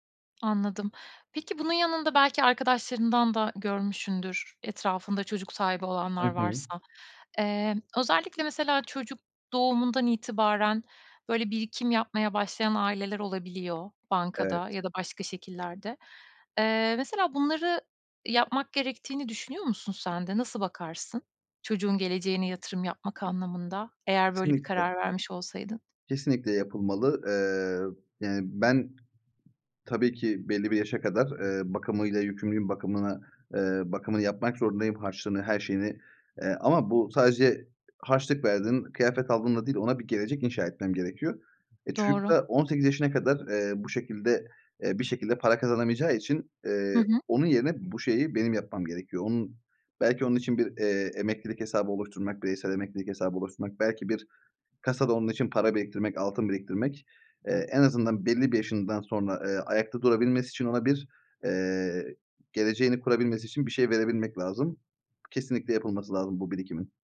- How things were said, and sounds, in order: tapping; other background noise
- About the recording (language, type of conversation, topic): Turkish, podcast, Çocuk sahibi olmaya hazır olup olmadığını nasıl anlarsın?